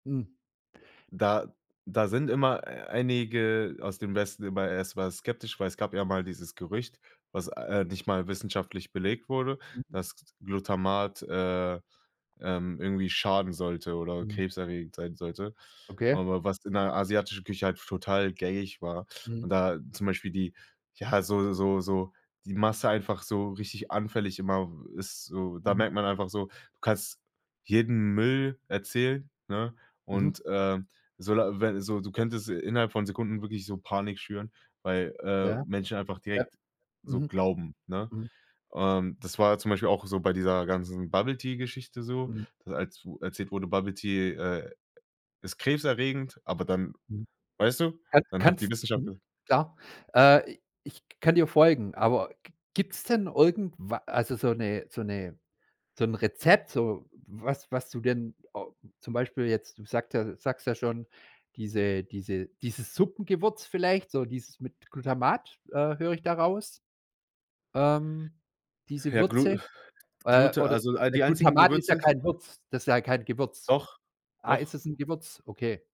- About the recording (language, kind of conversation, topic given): German, podcast, Welches Gericht würde deine Lebensgeschichte erzählen?
- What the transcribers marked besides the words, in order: other background noise; unintelligible speech